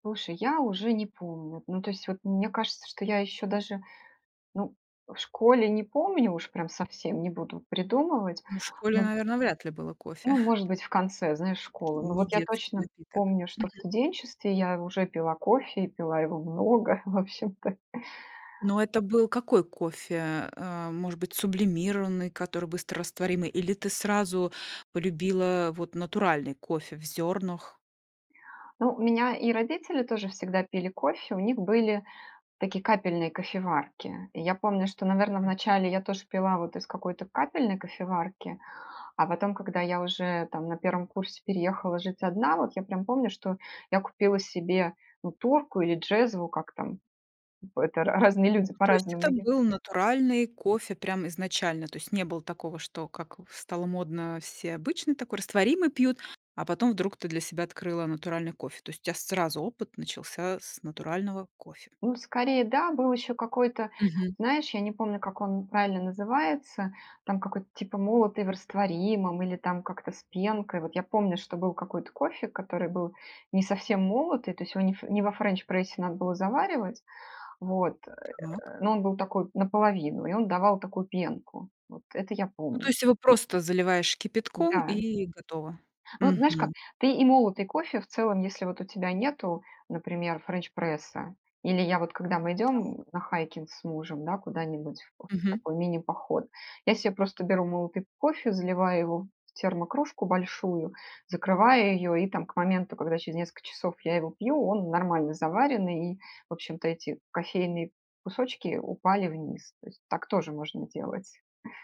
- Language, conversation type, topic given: Russian, podcast, Как выглядит твой утренний ритуал с кофе или чаем?
- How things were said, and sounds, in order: tapping; laughing while speaking: "в общем-то"; other noise